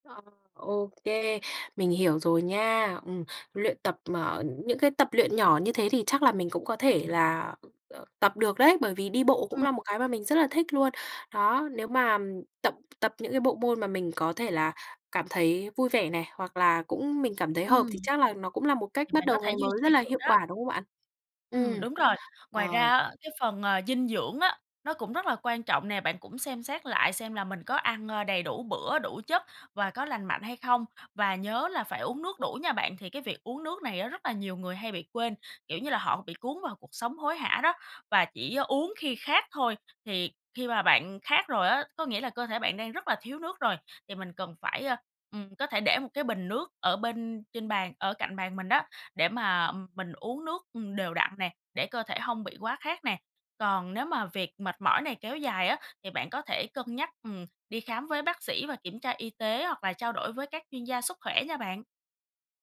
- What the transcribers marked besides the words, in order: tapping
- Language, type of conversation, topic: Vietnamese, advice, Vì sao tôi vẫn thấy kiệt sức dù ngủ đủ và làm thế nào để phục hồi năng lượng?